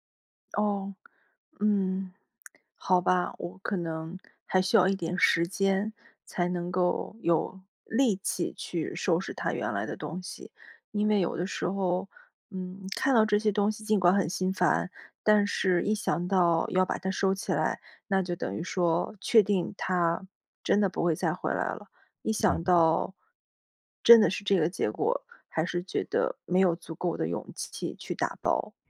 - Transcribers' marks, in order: other background noise
- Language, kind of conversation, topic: Chinese, advice, 伴侣分手后，如何重建你的日常生活？